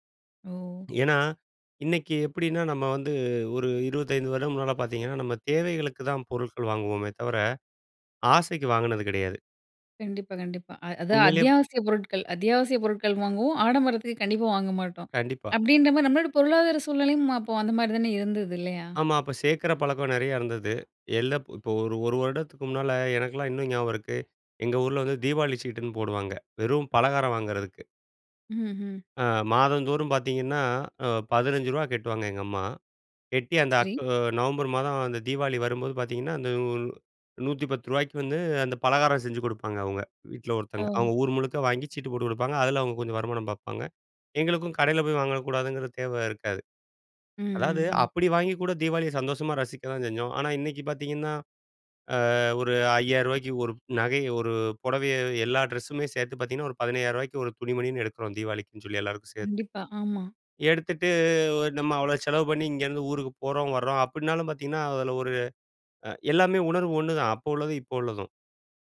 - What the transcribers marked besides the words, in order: none
- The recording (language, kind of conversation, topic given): Tamil, podcast, வறுமையைப் போல அல்லாமல் குறைவான உடைமைகளுடன் மகிழ்ச்சியாக வாழ்வது எப்படி?